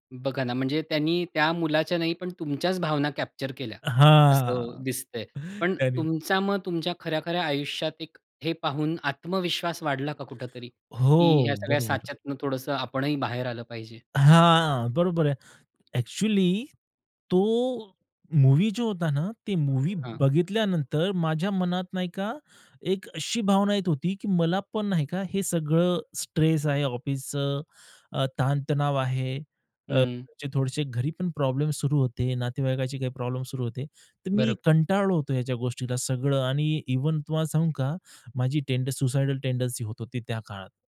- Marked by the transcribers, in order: tapping; other noise; in English: "अ‍ॅक्चुअली"; in English: "मूव्ही"; in English: "मूव्ही"; dog barking; other background noise; in English: "टेंडन्सी"
- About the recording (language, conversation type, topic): Marathi, podcast, एखाद्या चित्रपटातील एखाद्या दृश्याने तुमच्यावर कसा ठसा उमटवला?